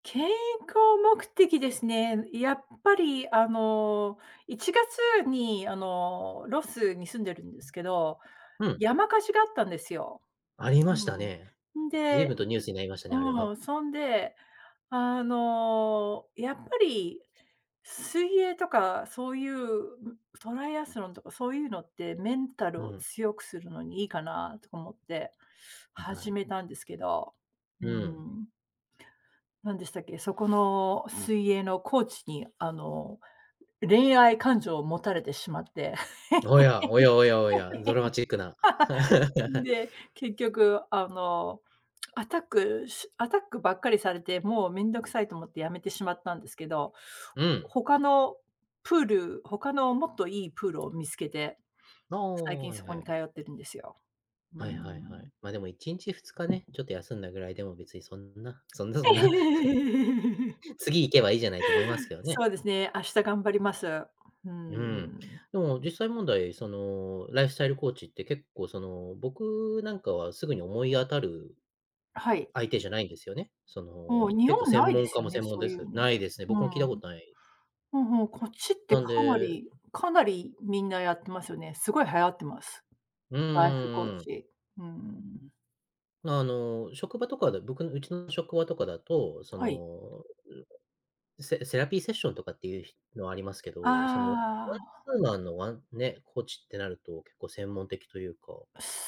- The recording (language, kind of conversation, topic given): Japanese, podcast, 行き詰まったと感じたとき、どのように乗り越えますか？
- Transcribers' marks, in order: other background noise; tapping; laugh; giggle; laugh; laughing while speaking: "そんな そんな"; in English: "ライフスタイルコーチ"; in English: "ライフコーチ"